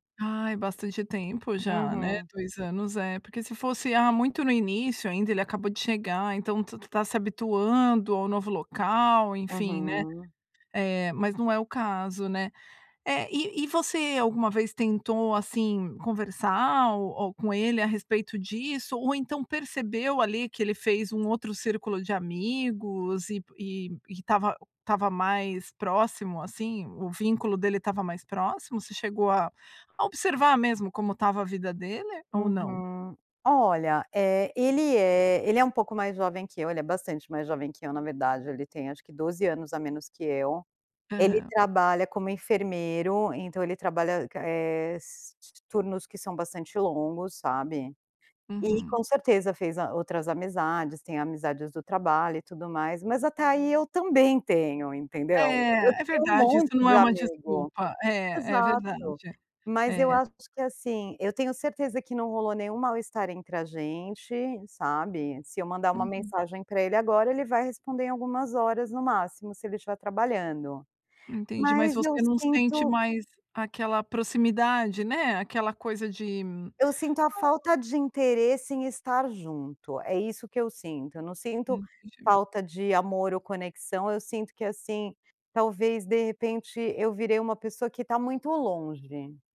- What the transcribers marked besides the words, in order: other noise; tapping
- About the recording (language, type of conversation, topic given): Portuguese, advice, Como posso manter contato com alguém sem parecer insistente ou invasivo?